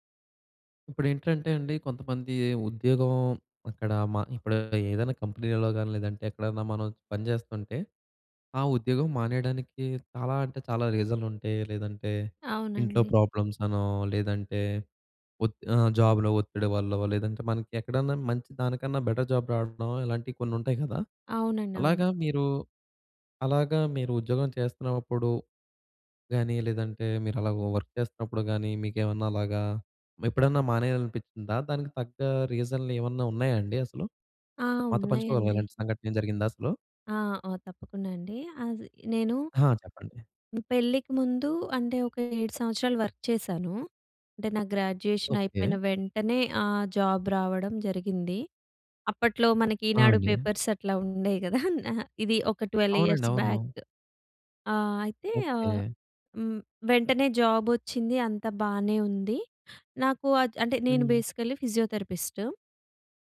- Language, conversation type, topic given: Telugu, podcast, ఒక ఉద్యోగం విడిచి వెళ్లాల్సిన సమయం వచ్చిందని మీరు గుర్తించడానికి సహాయపడే సంకేతాలు ఏమేమి?
- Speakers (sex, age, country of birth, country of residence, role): female, 30-34, India, India, guest; male, 20-24, India, India, host
- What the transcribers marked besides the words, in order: in English: "ప్రాబ్లమ్స్"; in English: "జాబ్‌లో"; in English: "బెటర్ జాబ్"; in English: "వర్క్"; in English: "రీజన్‌లు"; in English: "వర్క్"; in English: "గ్రాడ్యుయేషన్"; in English: "జాబ్"; in English: "పేపర్స్"; laughing while speaking: "కదా! నా"; in English: "ట్వెల్వ్ ఇయర్స్ బ్యాక్"; in English: "జాబ్"